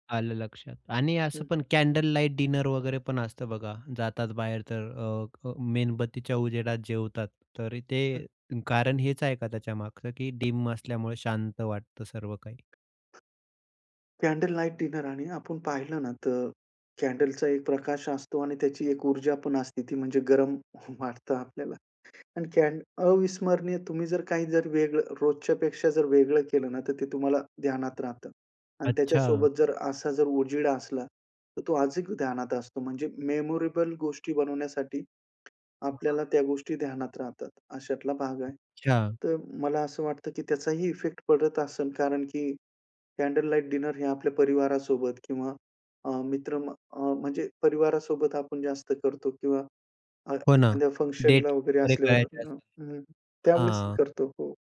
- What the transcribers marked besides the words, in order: in English: "डिनर"; tapping; other background noise; in English: "डिनर"; laughing while speaking: "गरम वाटतं"; chuckle; "अधिक" said as "आजीक"; in English: "मेमोरेबल"; other noise; in English: "डिनर"; in English: "फंक्शनला"
- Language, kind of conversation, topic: Marathi, podcast, प्रकाशाचा उपयोग करून मनाचा मूड कसा बदलता येईल?